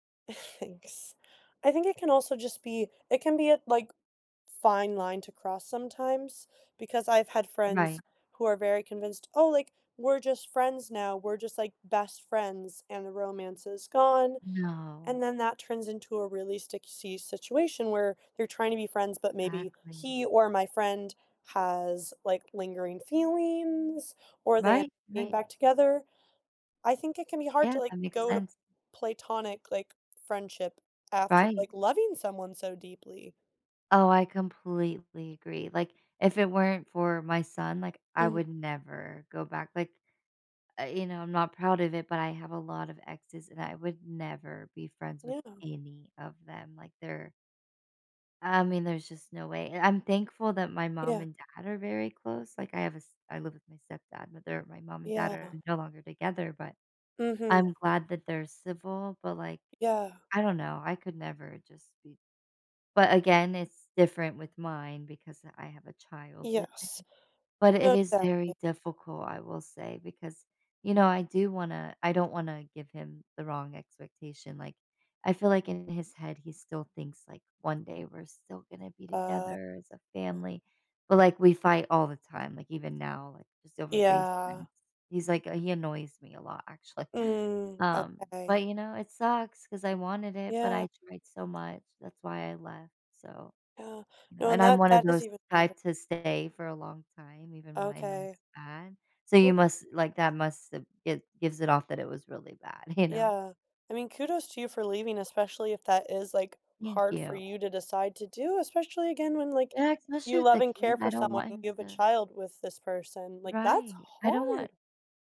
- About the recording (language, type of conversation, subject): English, unstructured, Is it okay to stay friends with an ex?
- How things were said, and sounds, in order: chuckle; "sticky" said as "sticksee"; drawn out: "feelings"; stressed: "never"; stressed: "any"; unintelligible speech; laughing while speaking: "actually"; tapping; other background noise; laughing while speaking: "you know?"